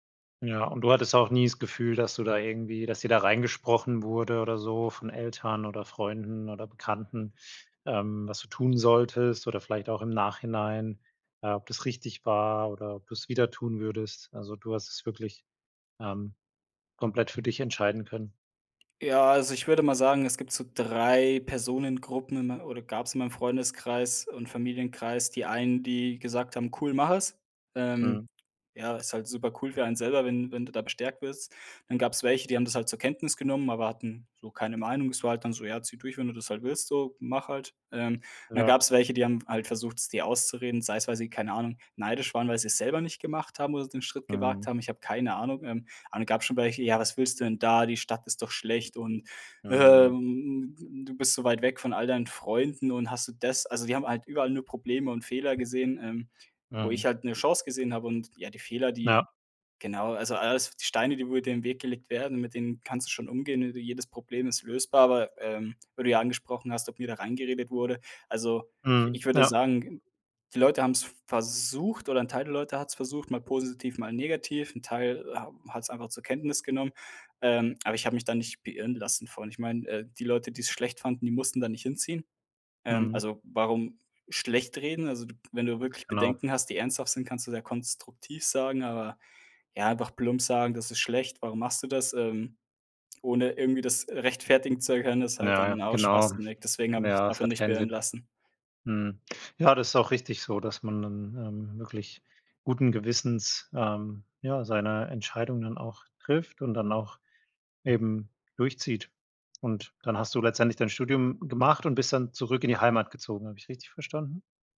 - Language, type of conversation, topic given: German, podcast, Wann hast du zum ersten Mal wirklich eine Entscheidung für dich selbst getroffen?
- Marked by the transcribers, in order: tapping; other noise